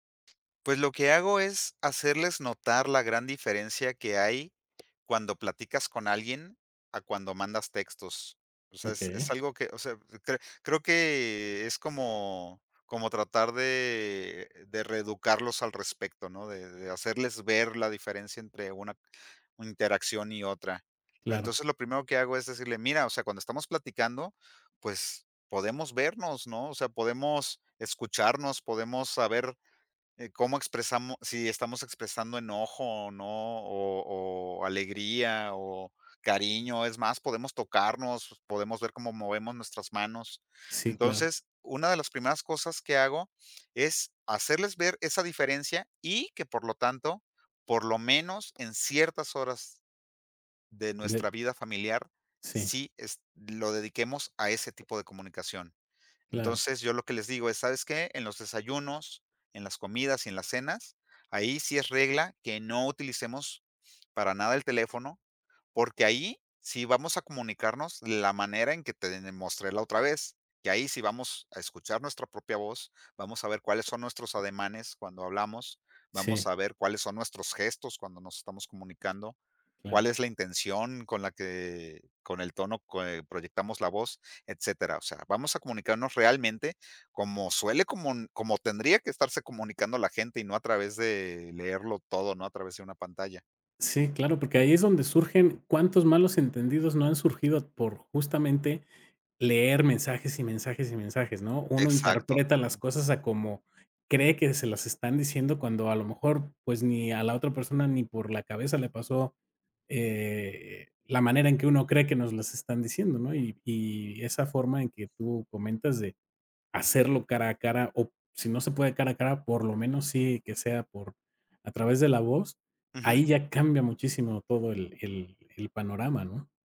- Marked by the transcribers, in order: other background noise; tapping; unintelligible speech
- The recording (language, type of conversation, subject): Spanish, podcast, ¿Qué haces cuando sientes que el celular te controla?